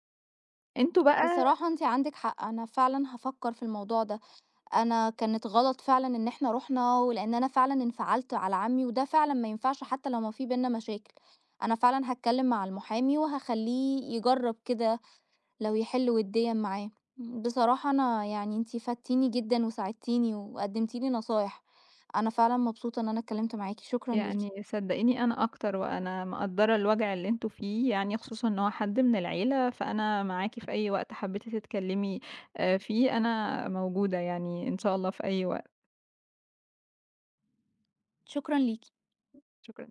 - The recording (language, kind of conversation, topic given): Arabic, advice, لما يحصل خلاف بينك وبين إخواتك على تقسيم الميراث أو ممتلكات العيلة، إزاي تقدروا توصلوا لحل عادل؟
- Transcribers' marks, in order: none